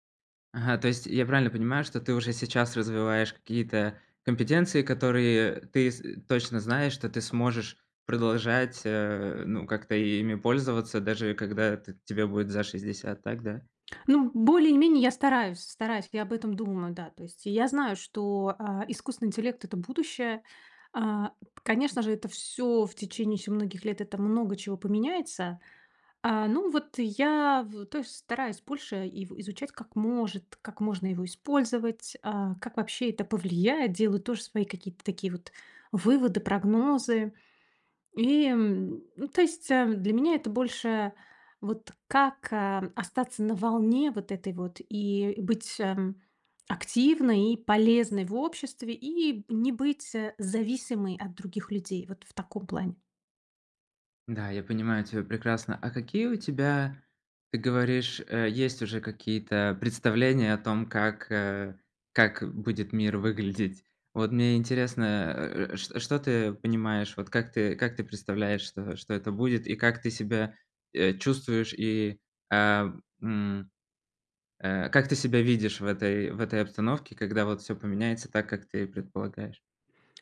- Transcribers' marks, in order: none
- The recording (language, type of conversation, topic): Russian, advice, Как мне справиться с неопределённостью в быстро меняющемся мире?